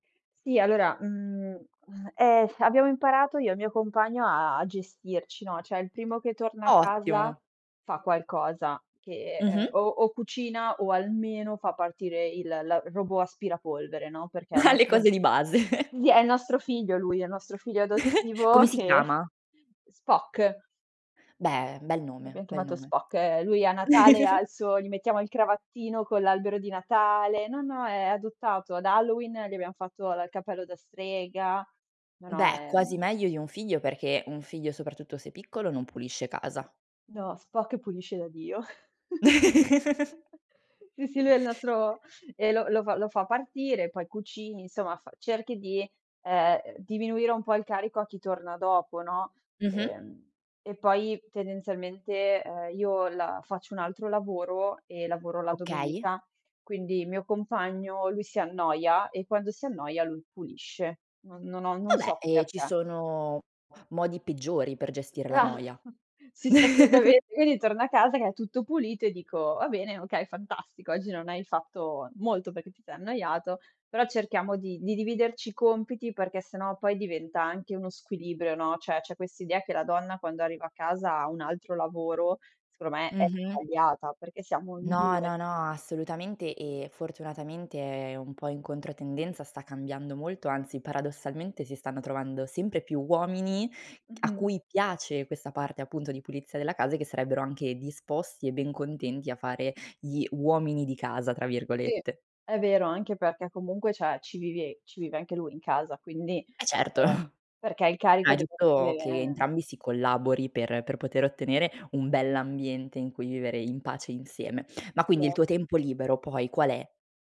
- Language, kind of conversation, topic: Italian, podcast, Come bilanci il lavoro e il tempo per te stesso?
- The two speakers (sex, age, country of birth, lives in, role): female, 25-29, Italy, France, host; female, 25-29, Italy, Italy, guest
- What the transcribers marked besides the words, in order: chuckle; chuckle; chuckle; tapping; chuckle; chuckle; other background noise; chuckle; laughing while speaking: "assolutamen"; chuckle; "cioè" said as "ceh"; chuckle